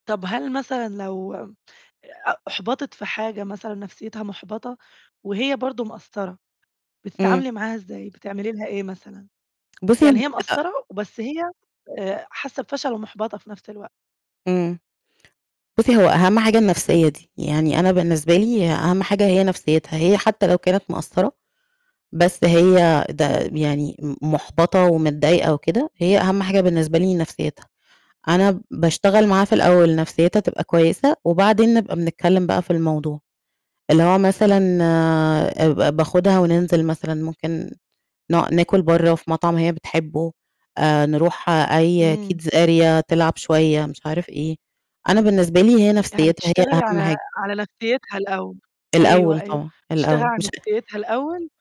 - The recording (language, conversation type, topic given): Arabic, podcast, إزاي بتتعامل مع الفشل؟
- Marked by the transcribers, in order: unintelligible speech; in English: "kids area"; distorted speech; tapping